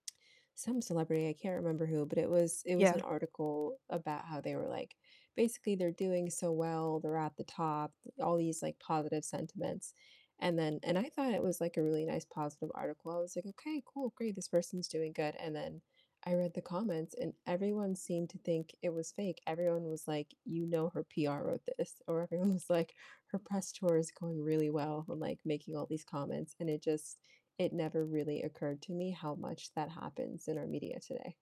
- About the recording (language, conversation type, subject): English, unstructured, What do you think about the role social media plays in today’s news?
- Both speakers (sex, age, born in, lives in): female, 30-34, United States, United States; female, 35-39, United States, United States
- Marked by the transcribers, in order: distorted speech; laughing while speaking: "everyone"